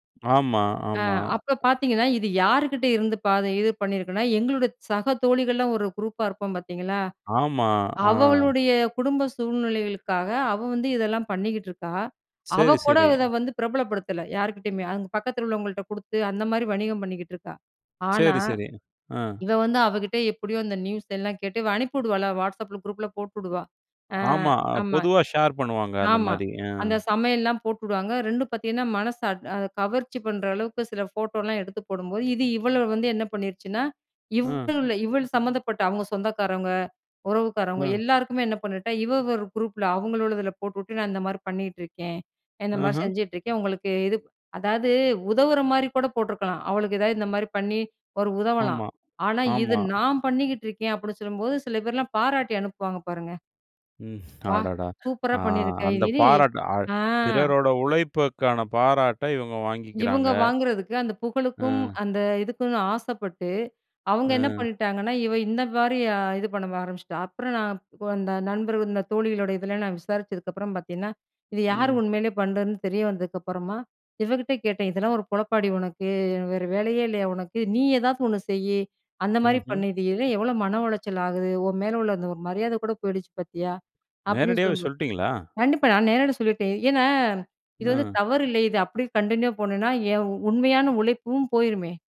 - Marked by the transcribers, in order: other background noise; in English: "கன்டின்யூ"
- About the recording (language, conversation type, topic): Tamil, podcast, நம்பிக்கையான தகவல் மூலங்களை எப்படி கண்டுபிடிக்கிறீர்கள்?